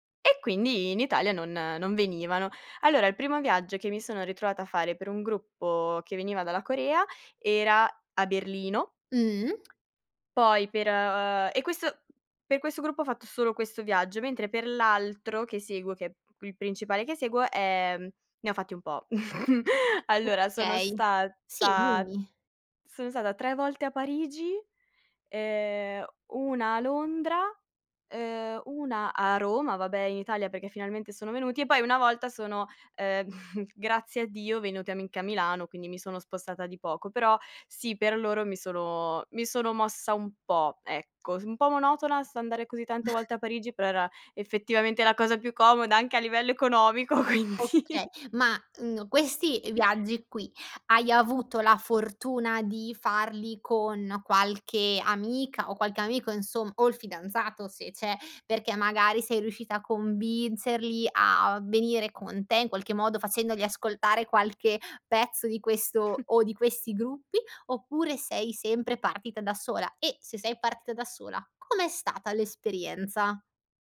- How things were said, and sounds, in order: tapping; snort; exhale; chuckle; laughing while speaking: "quindi"; chuckle
- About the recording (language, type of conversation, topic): Italian, podcast, Hai mai fatto un viaggio solo per un concerto?